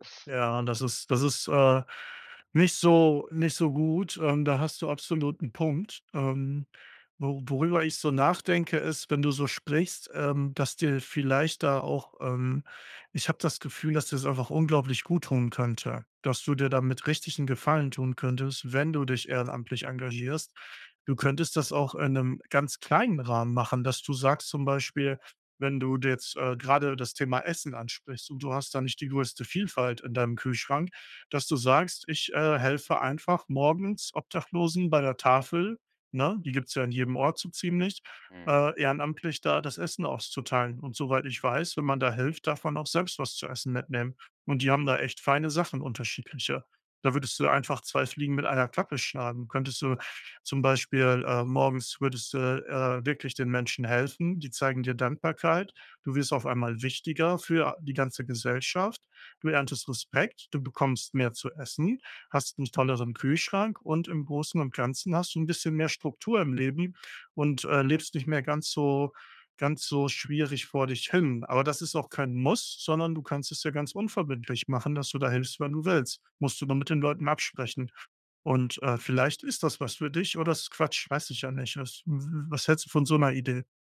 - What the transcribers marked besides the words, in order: stressed: "kleinen"
- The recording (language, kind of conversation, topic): German, advice, Warum habe ich das Gefühl, nichts Sinnvolles zur Welt beizutragen?